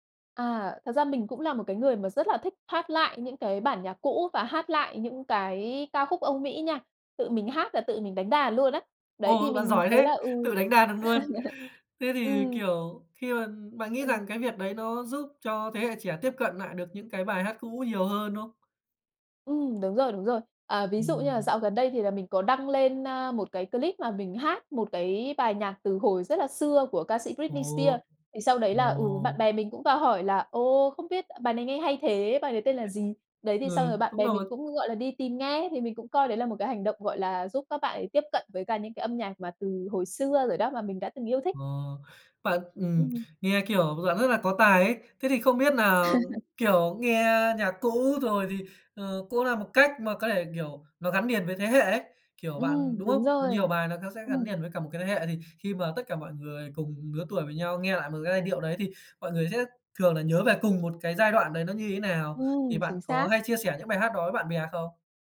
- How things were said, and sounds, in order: "luôn" said as "nuôn"; laugh; laugh; "liền" said as "niền"; "liền" said as "niền"
- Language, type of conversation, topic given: Vietnamese, podcast, Bạn có hay nghe lại những bài hát cũ để hoài niệm không, và vì sao?